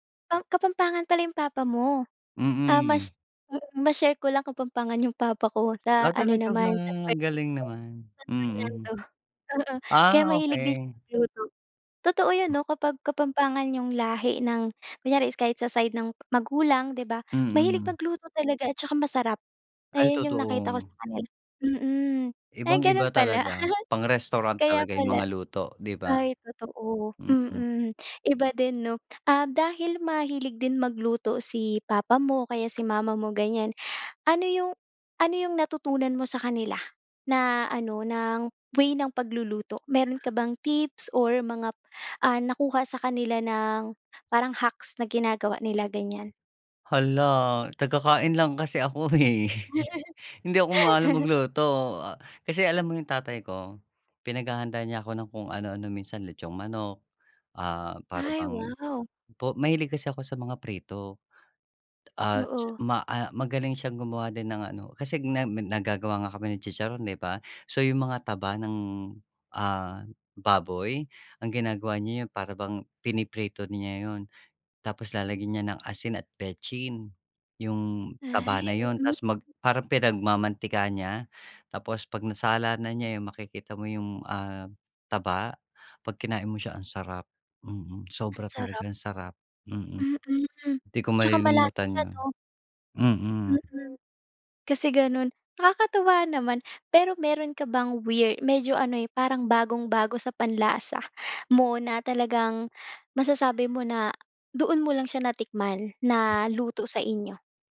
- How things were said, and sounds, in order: laughing while speaking: "papa ko"; tapping; laugh; laughing while speaking: "eh"; chuckle; laugh; other background noise
- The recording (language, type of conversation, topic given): Filipino, podcast, Ano ang paborito mong almusal at bakit?
- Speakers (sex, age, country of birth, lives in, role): female, 25-29, Philippines, Philippines, host; male, 45-49, Philippines, Philippines, guest